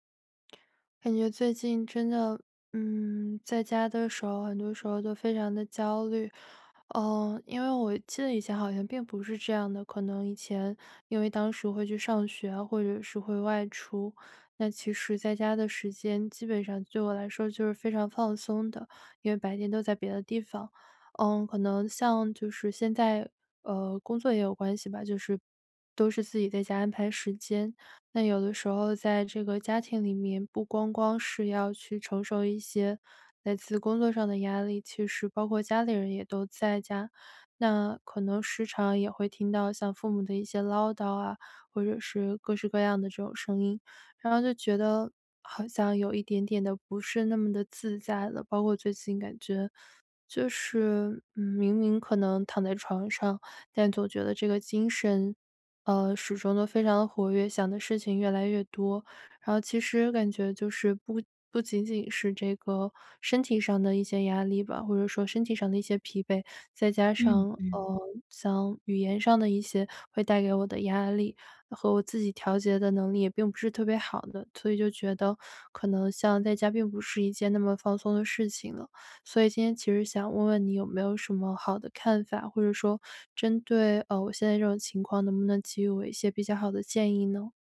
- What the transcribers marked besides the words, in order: other background noise; tapping
- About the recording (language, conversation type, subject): Chinese, advice, 在家如何放松又不感到焦虑？